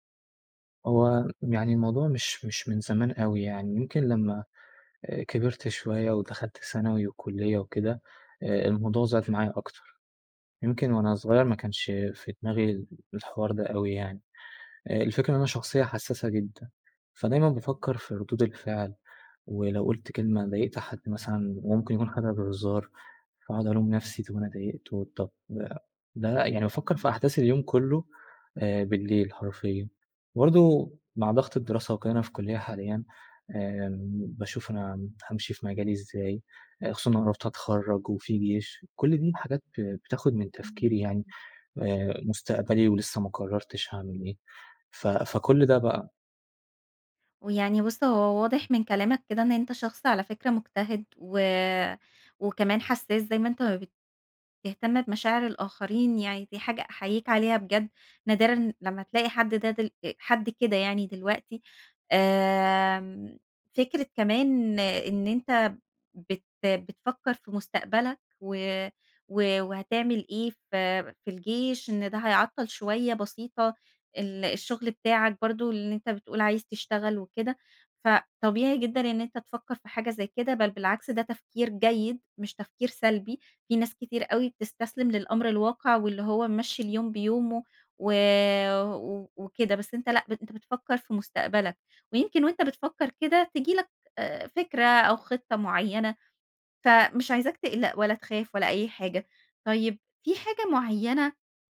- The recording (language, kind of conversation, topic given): Arabic, advice, إزاي بتمنعك الأفكار السريعة من النوم والراحة بالليل؟
- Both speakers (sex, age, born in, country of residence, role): female, 30-34, Egypt, Egypt, advisor; male, 20-24, Egypt, Egypt, user
- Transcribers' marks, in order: other background noise; unintelligible speech; tapping